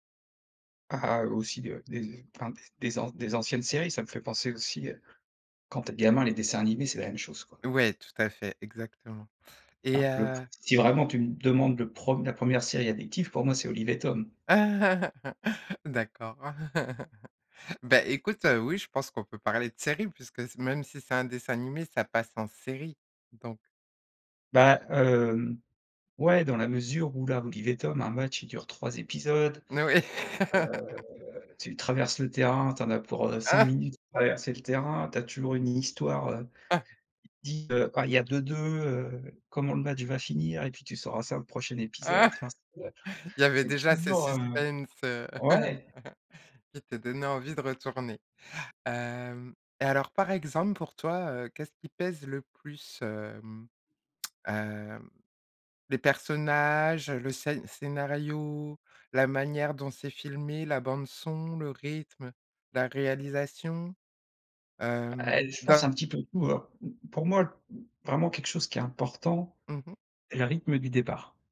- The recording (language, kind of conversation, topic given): French, podcast, Qu’est-ce qui rend une série addictive à tes yeux ?
- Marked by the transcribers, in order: chuckle; laugh; other background noise; chuckle